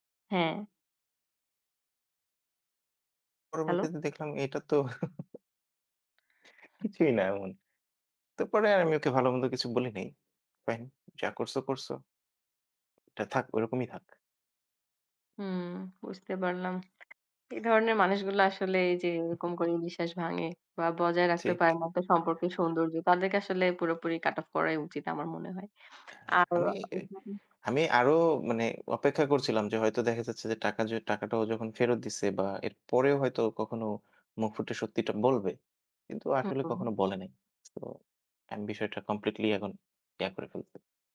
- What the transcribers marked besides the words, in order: chuckle; other noise; tapping; unintelligible speech
- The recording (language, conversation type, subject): Bengali, unstructured, সম্পর্কে বিশ্বাস কেন এত গুরুত্বপূর্ণ বলে তুমি মনে করো?